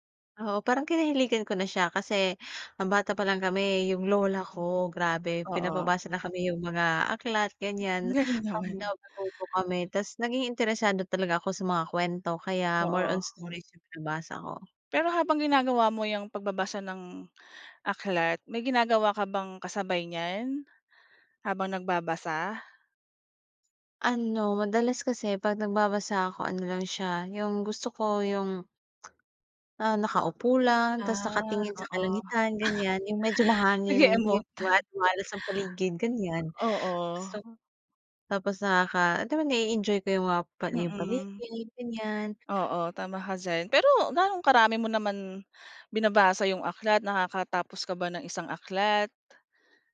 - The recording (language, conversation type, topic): Filipino, podcast, Paano nakatulong ang hilig mo sa pag-aalaga ng kalusugang pangkaisipan at sa pagpapagaan ng stress mo?
- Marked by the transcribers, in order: chuckle; tapping